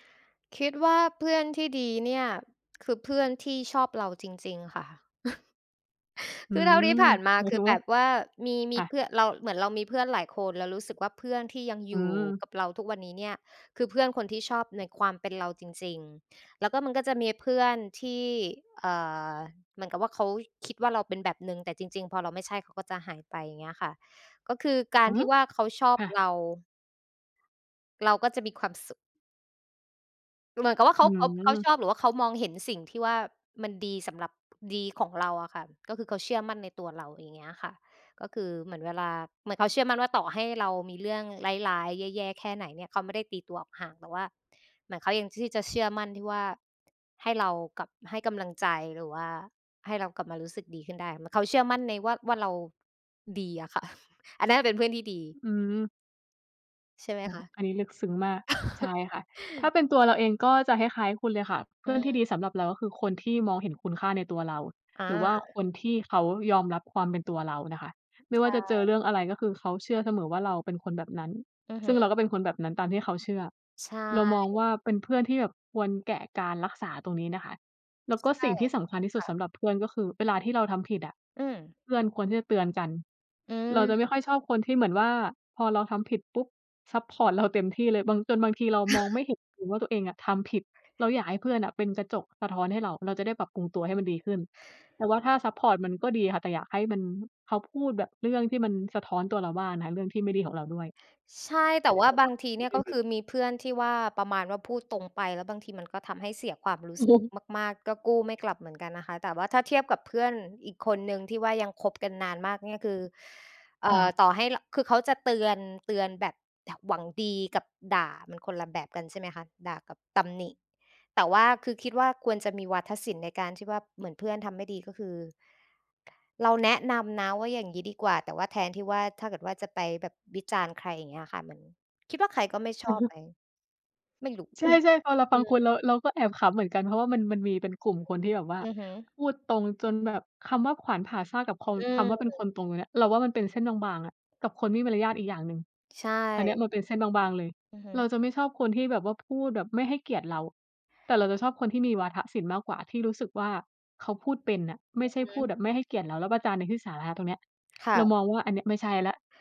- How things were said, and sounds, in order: chuckle; other background noise; laughing while speaking: "ค่ะ"; chuckle; tapping; "แบบ" said as "หยับ"; chuckle; unintelligible speech; "ว่า" said as "ว่าบ"; other noise; "คน" said as "คล"; "มี" said as "มี่"; "สาธารณะ" said as "สาธา"
- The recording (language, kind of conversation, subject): Thai, unstructured, เพื่อนที่ดีที่สุดของคุณเป็นคนแบบไหน?